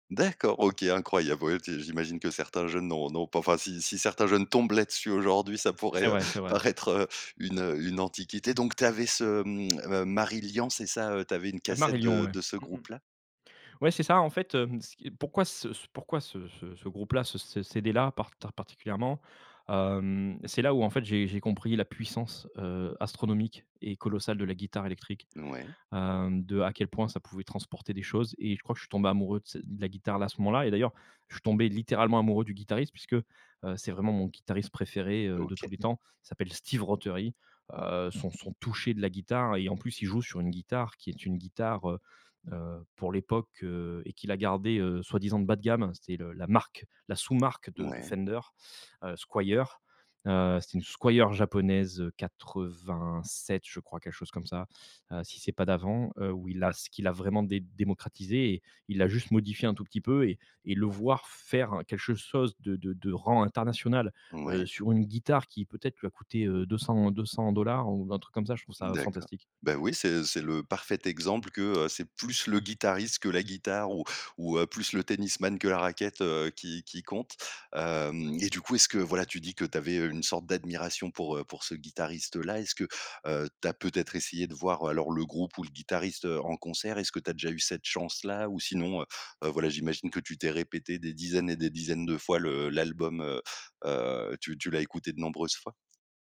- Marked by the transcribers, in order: laughing while speaking: "ça pourrait, heu, paraître, heu"; tongue click; stressed: "Steve"; stressed: "touché"; other background noise; "quelque" said as "quelche"
- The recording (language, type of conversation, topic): French, podcast, Quel album emmènerais-tu sur une île déserte ?